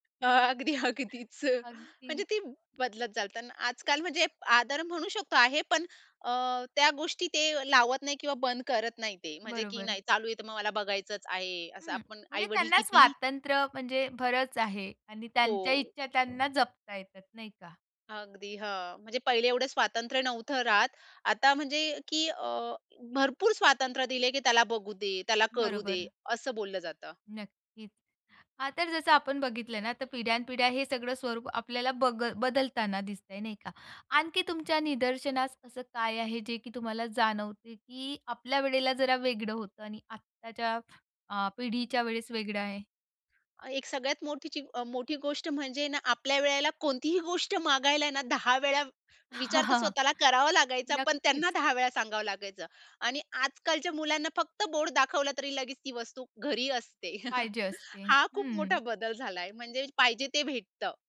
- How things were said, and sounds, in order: tapping; laughing while speaking: "अगदी, अगदीच"; chuckle; chuckle
- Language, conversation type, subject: Marathi, podcast, तुमच्या कुटुंबात आदर कसा शिकवतात?